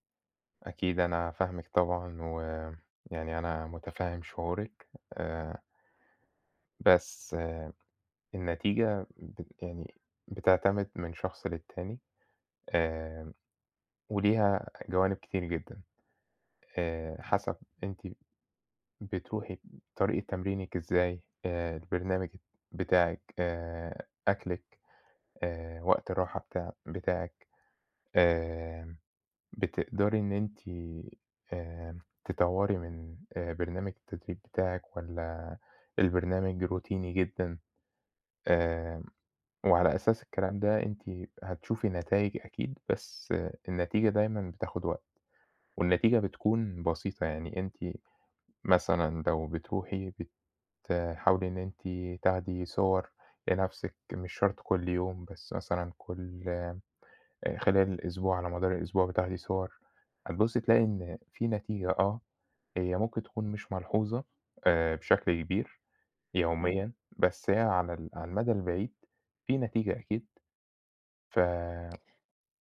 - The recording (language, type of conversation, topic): Arabic, advice, إزاي أتعامل مع إحباطي من قلة نتائج التمرين رغم المجهود؟
- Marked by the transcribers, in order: none